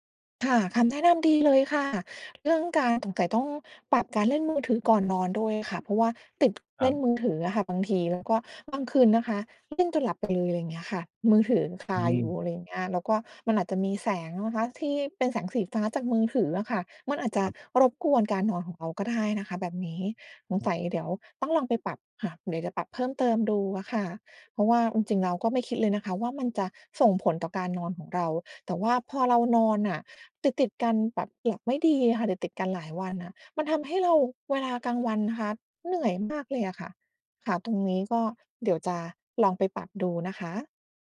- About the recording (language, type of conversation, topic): Thai, advice, ทำไมฉันถึงวิตกกังวลเรื่องสุขภาพทั้งที่ไม่มีสาเหตุชัดเจน?
- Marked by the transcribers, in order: other background noise; tapping